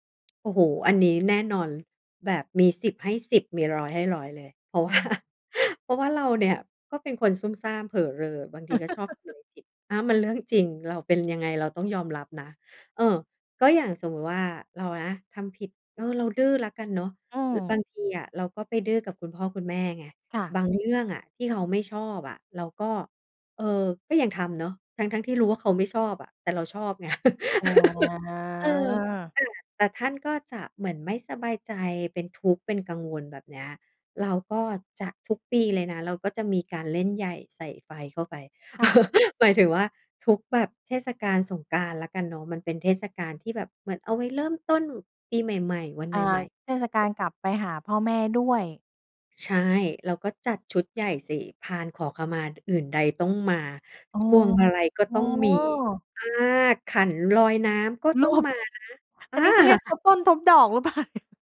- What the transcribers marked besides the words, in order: laughing while speaking: "ว่า"; chuckle; other background noise; tapping; drawn out: "อา"; laugh; chuckle; laughing while speaking: "เหรอ !"; other noise; laughing while speaking: "เปล่าเนี่ย ?"
- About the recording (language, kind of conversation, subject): Thai, podcast, คำพูดที่สอดคล้องกับการกระทำสำคัญแค่ไหนสำหรับคุณ?